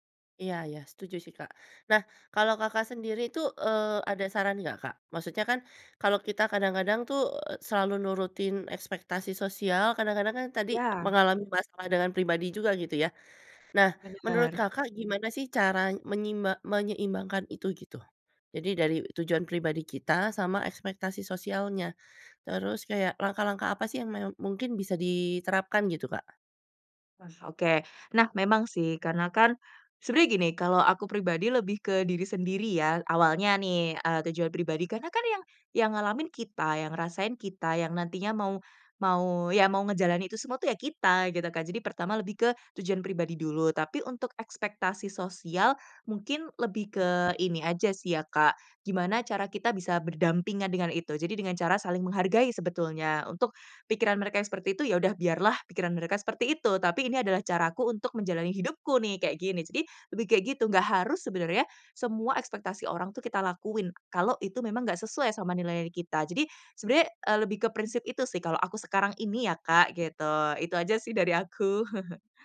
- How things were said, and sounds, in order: other background noise; chuckle
- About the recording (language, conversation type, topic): Indonesian, podcast, Bagaimana cara menyeimbangkan ekspektasi sosial dengan tujuan pribadi?